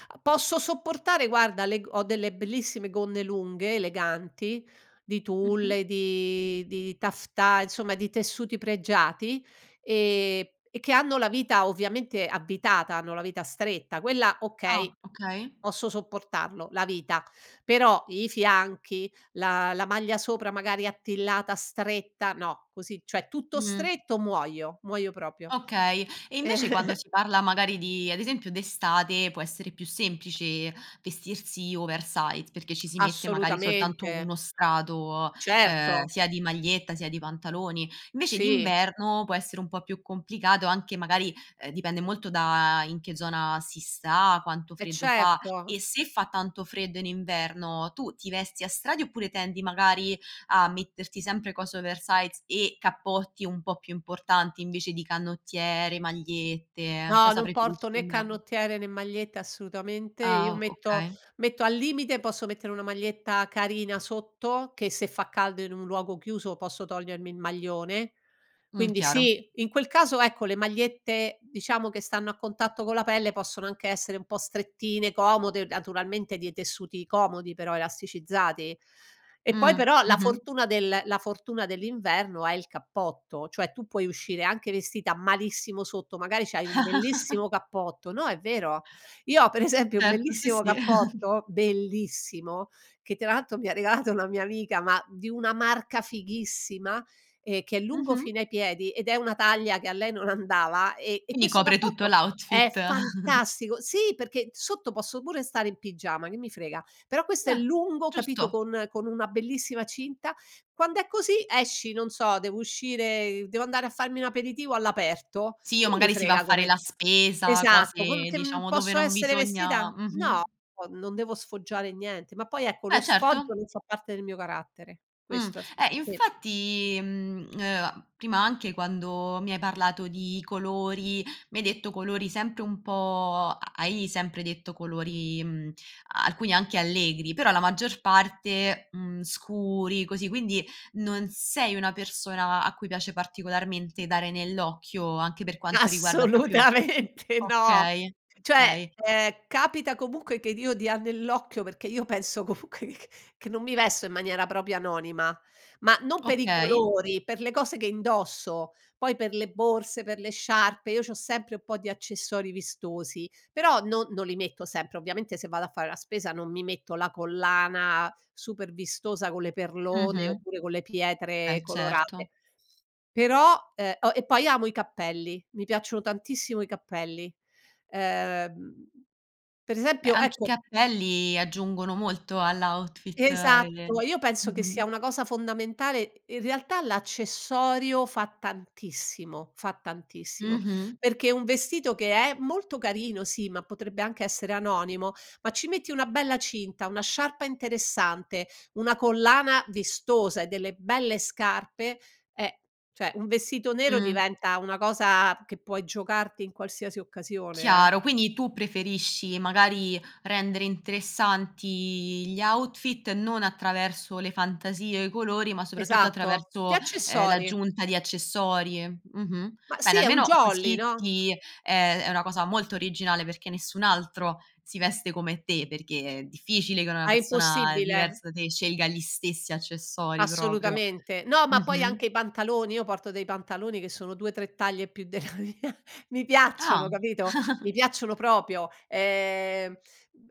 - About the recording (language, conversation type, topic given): Italian, podcast, Che cosa ti fa sentire davvero a tuo agio quando sei vestito?
- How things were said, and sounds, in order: other background noise; "cioè" said as "ceh"; "proprio" said as "propio"; chuckle; in English: "oversize"; in English: "oversize"; "dei" said as "die"; chuckle; tapping; laughing while speaking: "per esempio"; chuckle; laughing while speaking: "non andava"; in English: "outfit"; chuckle; laughing while speaking: "Assolutamente no"; "proprio" said as "propio"; laughing while speaking: "comunque c"; "proprio" said as "propio"; in English: "outfit"; "cioè" said as "ceh"; in English: "outfit"; laughing while speaking: "della mia"; chuckle